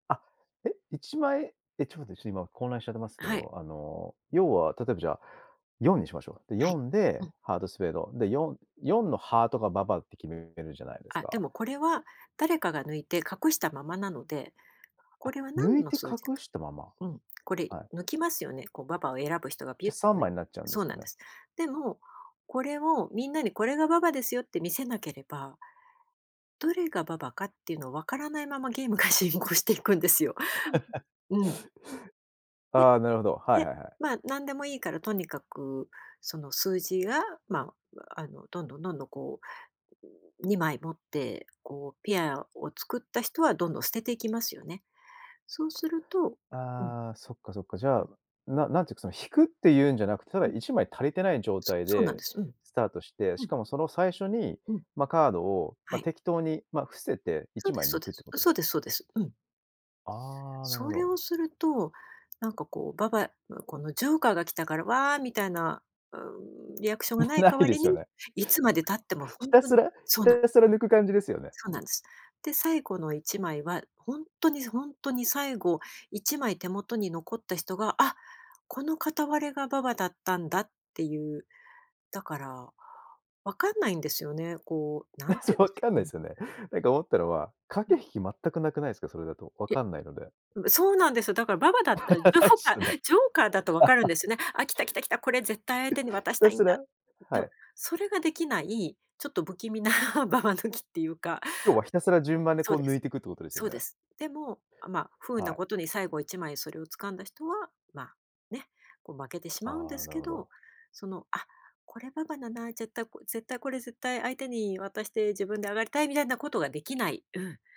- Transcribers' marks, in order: laughing while speaking: "ゲームが進行していくんですよ"; laugh; laughing while speaking: "もう無いですよね"; laugh; laughing while speaking: "あ、そ、分かんないですよね"; laugh; laughing while speaking: "無いっすよね"; laugh; laugh
- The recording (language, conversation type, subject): Japanese, podcast, 子どものころ、家で一番楽しかった思い出は何ですか？